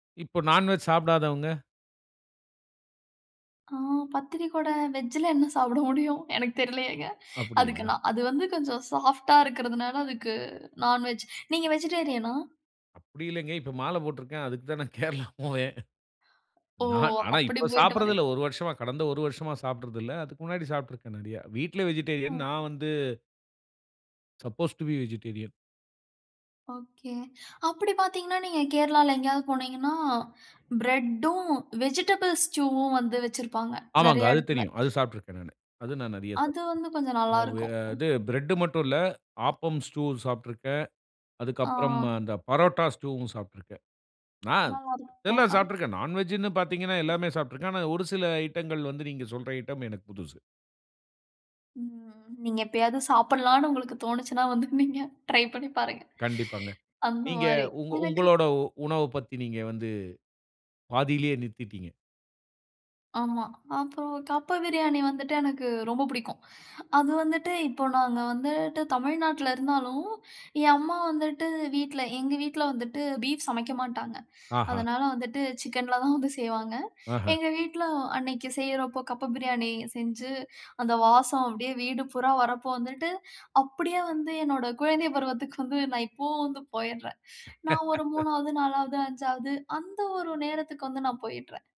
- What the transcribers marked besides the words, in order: laughing while speaking: "என்ன சாப்ட முடியும். எனக்குத் தெரிலயேங்க"; in English: "நான் வெஜ்"; in English: "வெஜிடேரியனா?"; laughing while speaking: "அதுக்கு தான் நான் கேரளா போவேன்"; tapping; in English: "வெஜிடேரியன்"; in English: "சப்போஸ் டூ பி வெஜிடேரியன்"; in English: "பிரெட்டும், வெஜிடபிள்ஸ் வ்வும்"; other noise; in English: "ஸ்டூ"; in English: "ஸ்டூவும்"; in English: "நான் வெஜ்னு"; laughing while speaking: "வந்து நீங்க, ட்ரை பண்ணி பாருங்க. அந்த மாரி"; chuckle
- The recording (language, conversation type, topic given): Tamil, podcast, சிறுவயதில் சாப்பிட்ட உணவுகள் உங்கள் நினைவுகளை எப்படிப் புதுப்பிக்கின்றன?